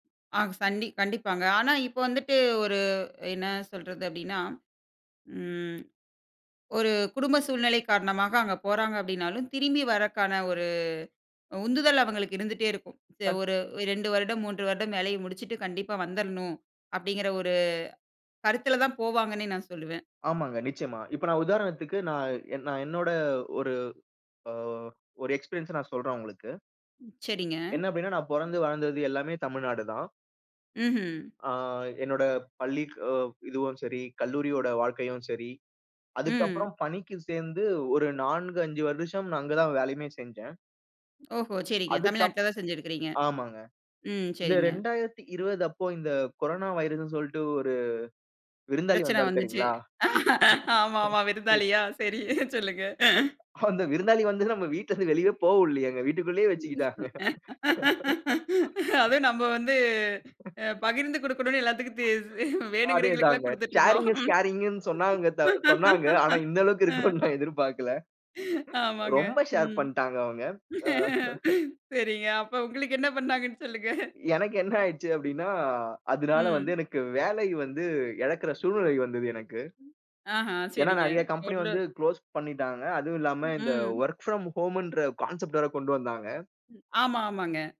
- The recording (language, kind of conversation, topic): Tamil, podcast, மண்ணில் காலடி வைத்து நடக்கும்போது உங்கள் மனதில் ஏற்படும் மாற்றத்தை நீங்கள் எப்படி விவரிப்பீர்கள்?
- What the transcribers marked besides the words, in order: in English: "எக்ஸ்பீரியன்ஸ்ச"; other background noise; laughing while speaking: "பிரச்சன வந்துச்சு. ஆமா ஆமா விருந்தாளியா? சரி சொல்லுங்க"; unintelligible speech; laughing while speaking: "அந்த விருந்தாளி வந்துல நம்ம வீட்ல இருந்து வெளியவே போக உடலையேங்க. வீட்டுக்குள்ளேயே வச்சுக்கிட்டாங்க"; laughing while speaking: "அதுவும் நம்ம வந்து அ பகிர்ந்து குடுக்கணும்னு எல்லாத்துக்கும் தெ வேணுங்கறவங்களுக்குல்லாம் குடுத்துட்டு இருந்தோம். அ"; other noise; in English: "ஷேரிங் இஸ் கேரிங்ன்னு"; laughing while speaking: "இந்த அளவுக்கு இருக்கும்னு நான் எதிர்பார்க்கல. ரொம்ப ஷேர் பண்ட்டாங்க அவங்க. அ"; laughing while speaking: "ஆமாங்க. ம். சரிங்க. அப்ப உங்களுக்கு என்ன பண்ணாங்கன்னு சொல்லுங்க?"; tapping; unintelligible speech; in English: "ஒர்க் ஃப்ரம் ஹோம்ன்ற கான்செப்ட்"